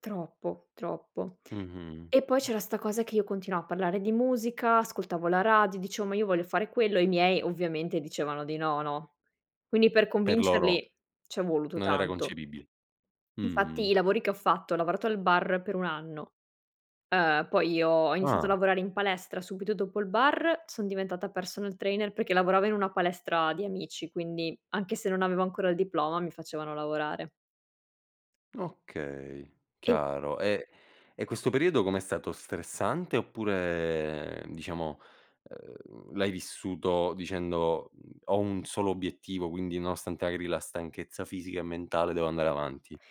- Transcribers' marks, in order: none
- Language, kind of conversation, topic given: Italian, podcast, Come racconti una storia che sia personale ma universale?